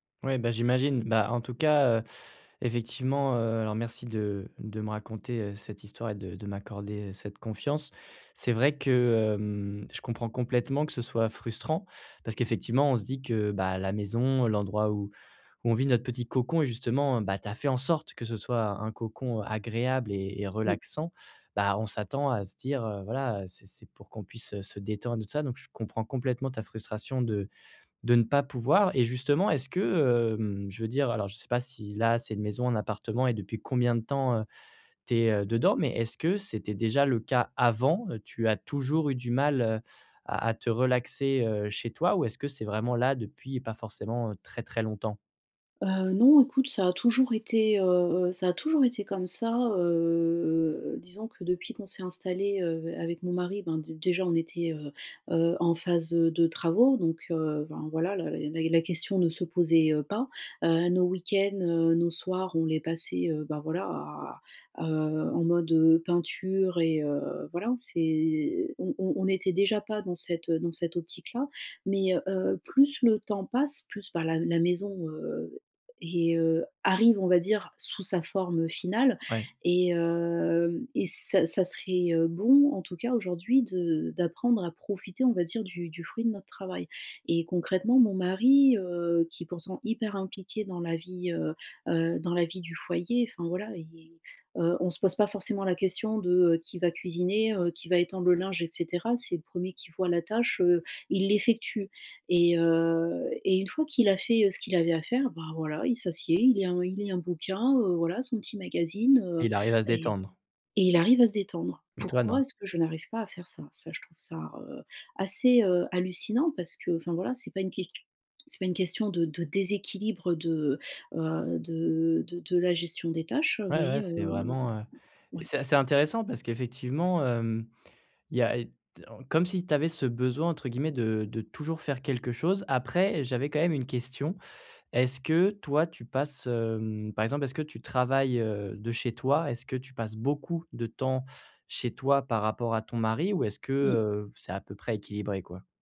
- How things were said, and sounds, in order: stressed: "avant"; other background noise; stressed: "beaucoup"
- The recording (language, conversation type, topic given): French, advice, Comment puis-je vraiment me détendre chez moi ?